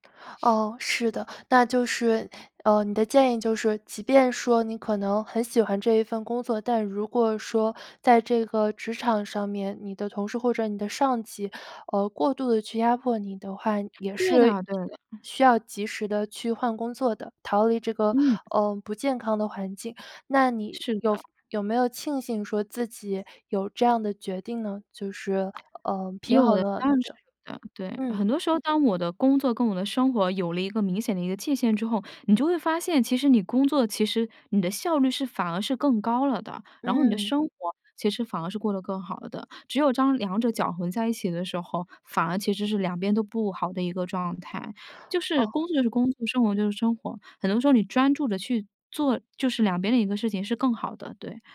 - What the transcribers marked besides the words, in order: other background noise; "当" said as "张"
- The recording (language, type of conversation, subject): Chinese, podcast, 如何在工作和生活之间划清并保持界限？